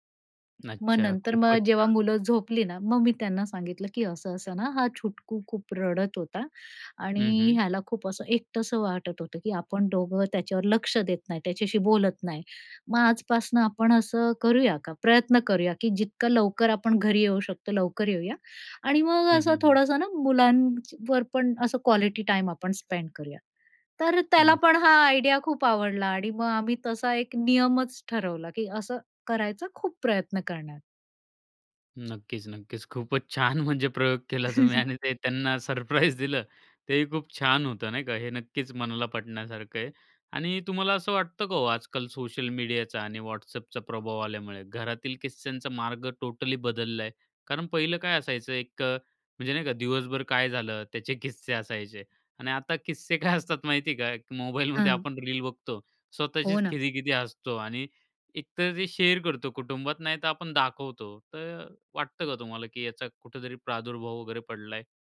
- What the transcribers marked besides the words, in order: tapping; in English: "स्पेंड"; in English: "आयडिया"; laughing while speaking: "छान. म्हणजे प्रयोग केला तुम्ही आणि ते त्यांना सरप्राइज दिलं"; chuckle; other background noise; in English: "सरप्राइज"; in English: "टोटली"; laughing while speaking: "काय असतात"; laughing while speaking: "मोबाईलमध्ये"; in English: "शेअर"
- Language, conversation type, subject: Marathi, podcast, तुमच्या घरात किस्से आणि गप्पा साधारणपणे केव्हा रंगतात?